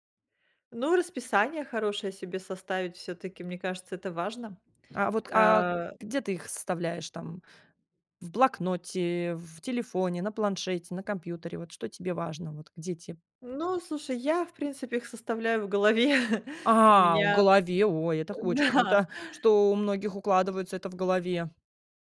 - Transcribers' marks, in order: tapping; chuckle; laughing while speaking: "да"
- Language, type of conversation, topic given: Russian, podcast, Как вы находите баланс между дисциплиной и полноценным отдыхом?